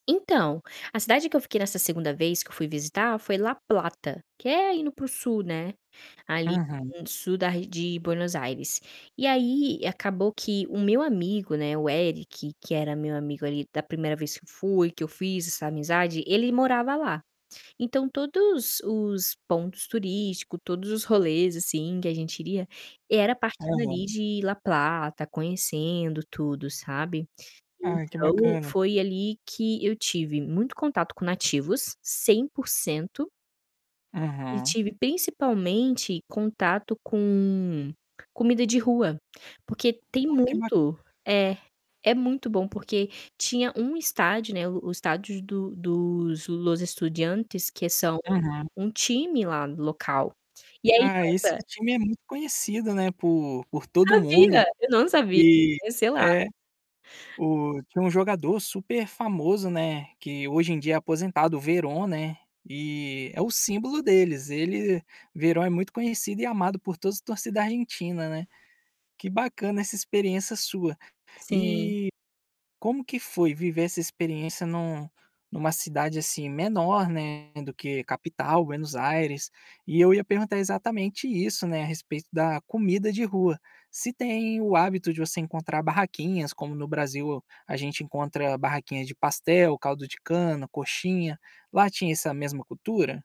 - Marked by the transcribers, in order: static; distorted speech; tapping; unintelligible speech
- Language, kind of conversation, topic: Portuguese, podcast, Você pode contar sobre uma viagem em que a comida mudou a sua visão cultural?